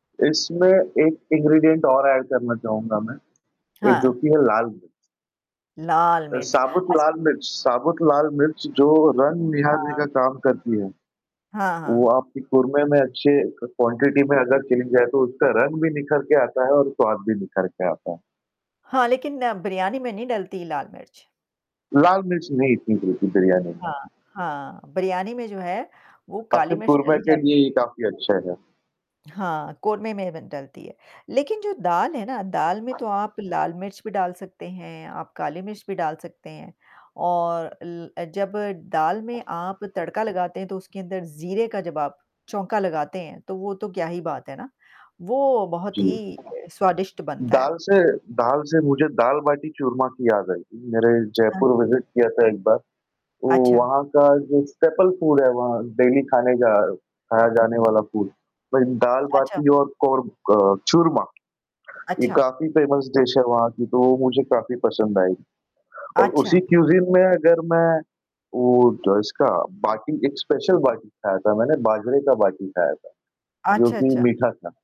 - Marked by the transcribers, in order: static; in English: "इंग्रीडिएंट"; in English: "ऐड"; distorted speech; in English: "क क्वांटिटी"; in English: "विजिट"; in English: "स्टेपल फूड"; in English: "डेली"; in English: "फूड"; tapping; in English: "फ़ेमस डिश"; in English: "क्यूज़ीन"; in English: "स्पेशल"
- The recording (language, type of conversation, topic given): Hindi, unstructured, कौन से व्यंजन आपके लिए खास हैं और क्यों?